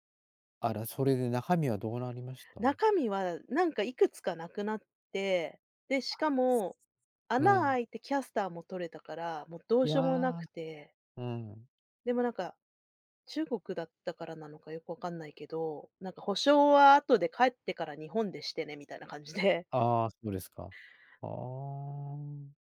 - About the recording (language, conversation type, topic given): Japanese, podcast, 旅先で起きたハプニングを教えてくれますか？
- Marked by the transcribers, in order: none